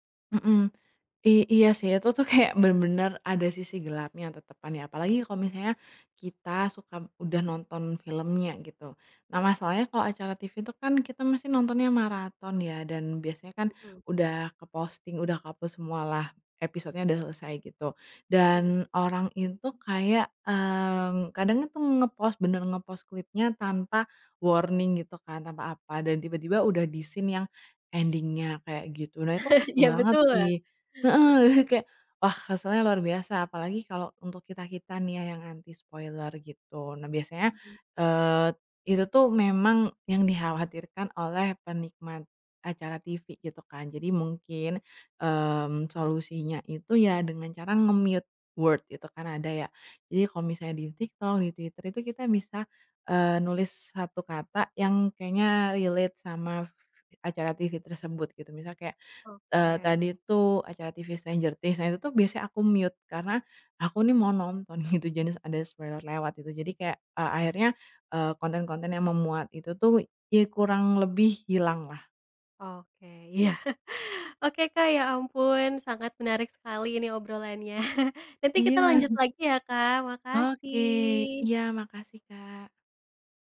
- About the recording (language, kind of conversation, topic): Indonesian, podcast, Bagaimana media sosial memengaruhi popularitas acara televisi?
- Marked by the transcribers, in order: laughing while speaking: "kayak"; in English: "warning"; in English: "scene"; in English: "ending-nya"; chuckle; laughing while speaking: "Iya"; in English: "anti spoiler"; in English: "nge-mute word"; in English: "relate"; in English: "mute"; laughing while speaking: "nonton"; in English: "spoiler"; laughing while speaking: "iya"; chuckle; chuckle; laughing while speaking: "Iya"; other background noise